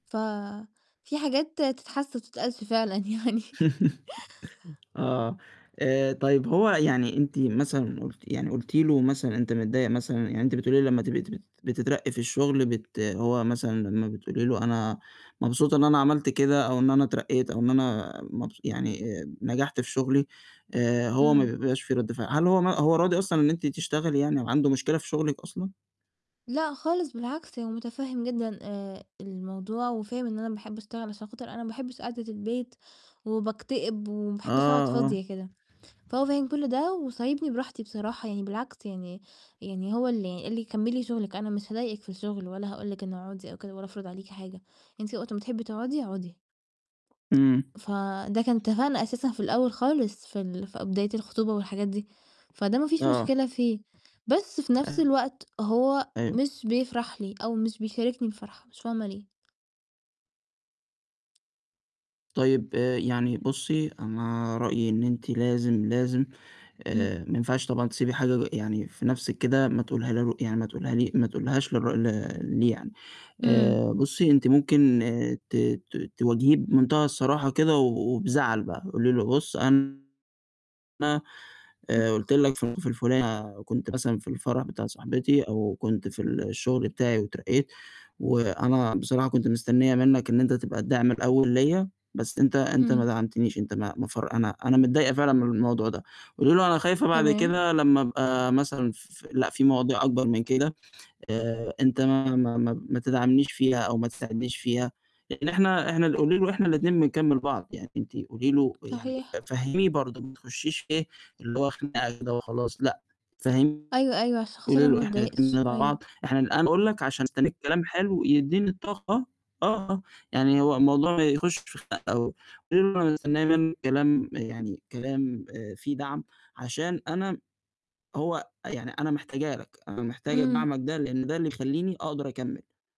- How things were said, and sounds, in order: laughing while speaking: "فعلًا يعني"; chuckle; tapping; static; distorted speech
- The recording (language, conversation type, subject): Arabic, advice, إيه اللي مخلّيك حاسس إن شريكك مش بيدعمك عاطفيًا، وإيه الدعم اللي محتاجه منه؟